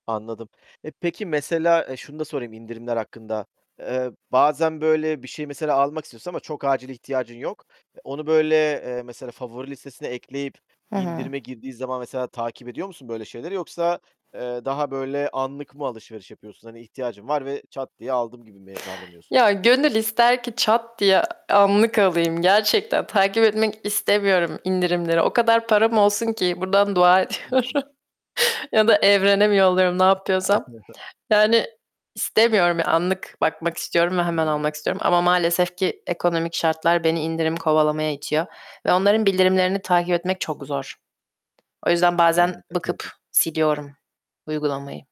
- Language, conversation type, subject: Turkish, podcast, Çevrim içi alışveriş yaparken nelere dikkat ediyorsun?
- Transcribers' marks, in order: distorted speech; tapping; laughing while speaking: "ediyorum"; chuckle; other background noise